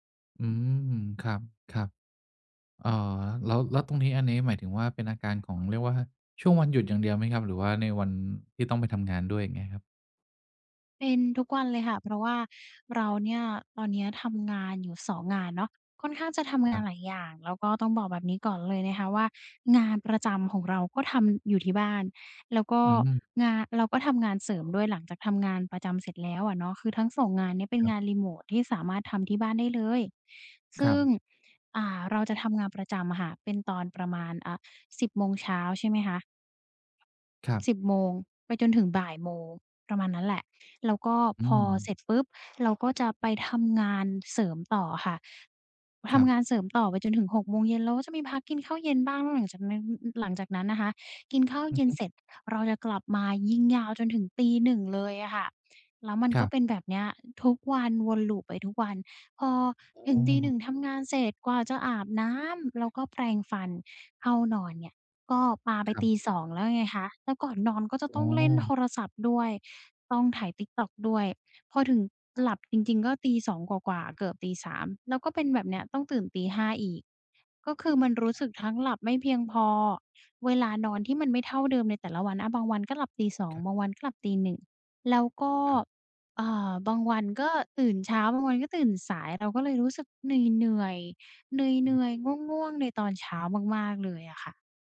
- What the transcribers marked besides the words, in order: tapping; other background noise
- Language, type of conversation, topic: Thai, advice, ตื่นนอนด้วยพลังมากขึ้นได้อย่างไร?